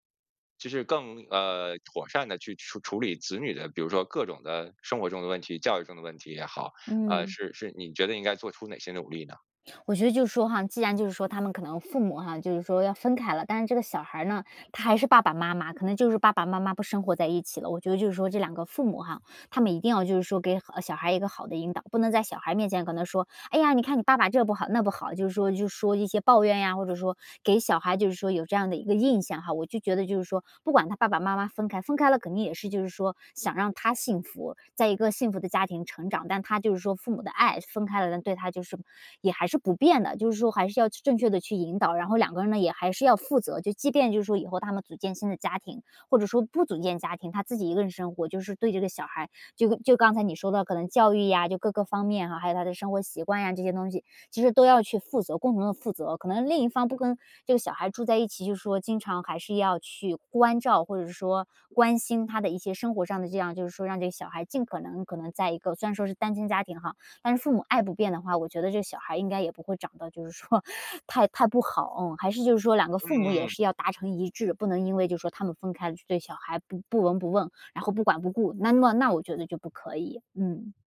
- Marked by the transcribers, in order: laughing while speaking: "就是说"; inhale
- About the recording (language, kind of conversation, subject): Chinese, podcast, 选择伴侣时你最看重什么？